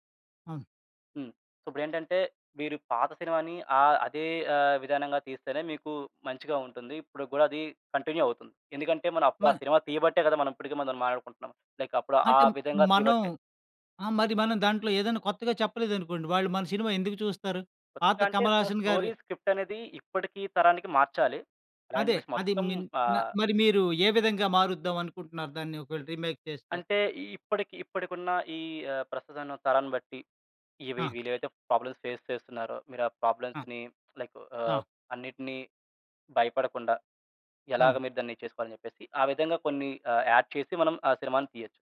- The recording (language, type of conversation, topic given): Telugu, podcast, పాత సినిమాలను మళ్లీ తీస్తే మంచిదని మీకు అనిపిస్తుందా?
- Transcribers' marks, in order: in English: "సో"; in English: "కంటిన్యూ"; in English: "లైక్"; in English: "స్టోరీ స్క్రిప్ట్"; in English: "రీమేక్"; in English: "ప్రాబ్లమ్స్ ఫేస్"; in English: "ప్రాబ్లమ్స్‌ని లైక్"; in English: "యాడ్"